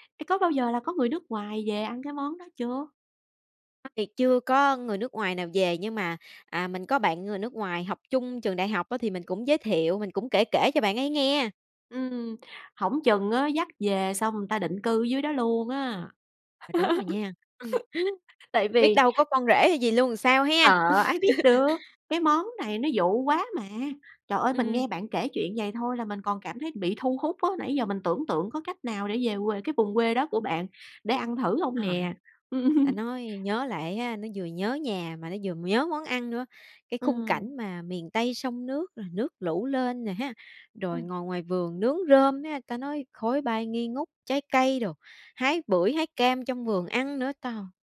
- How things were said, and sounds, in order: unintelligible speech; tapping; other background noise; "người" said as "ừn"; laugh; "thì" said as "ừn"; laugh; "quê" said as "quề"; laugh; "trời" said as "tòn"
- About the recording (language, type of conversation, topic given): Vietnamese, podcast, Có món ăn nào khiến bạn nhớ về nhà không?